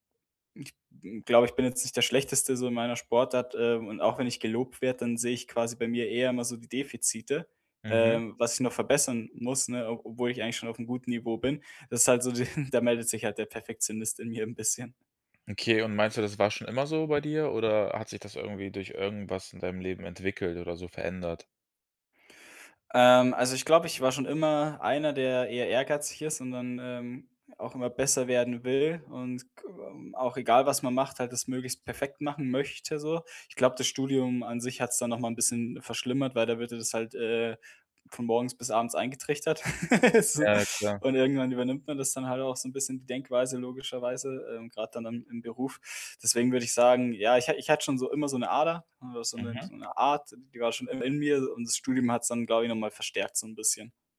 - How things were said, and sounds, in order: other noise; chuckle; laughing while speaking: "in mir 'n bisschen"; laugh; laughing while speaking: "so"
- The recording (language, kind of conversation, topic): German, podcast, Welche Rolle spielt Perfektionismus bei deinen Entscheidungen?